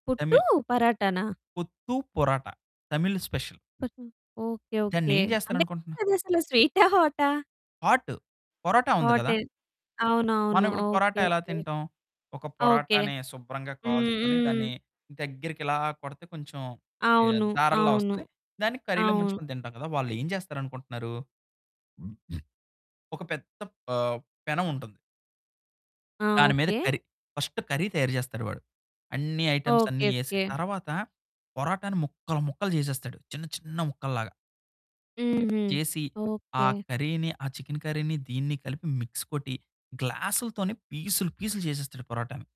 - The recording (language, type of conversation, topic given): Telugu, podcast, స్థానిక వంటకాలు మీ మనసుకు ఇంత దగ్గరగా ఎలా అయ్యాయి?
- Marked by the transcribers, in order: in English: "తమిళ్"; in English: "స్పెషల్"; distorted speech; in English: "కర్రీ‌లో"; grunt; in English: "కర్రీ"; in English: "కర్రీ"; other background noise; in English: "కర్రీ‌ని"; in English: "చికెన్ కర్రీని"; in English: "మిక్స్"